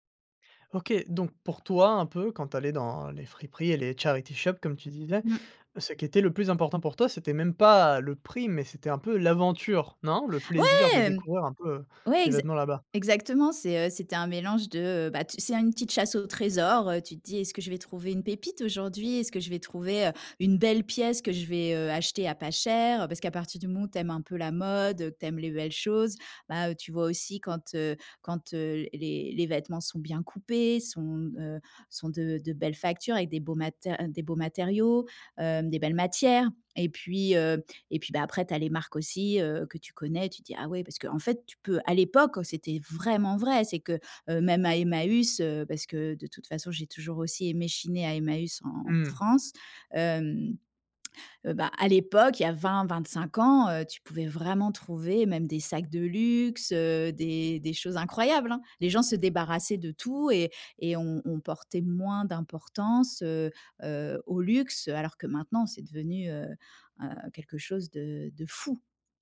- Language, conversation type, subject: French, podcast, Quelle est ta relation avec la seconde main ?
- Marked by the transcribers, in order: tapping; put-on voice: "charity shop"; in English: "charity shop"; other background noise; stressed: "pas"; stressed: "non"; anticipating: "Ouais"; drawn out: "cher ?"; stressed: "vraiment"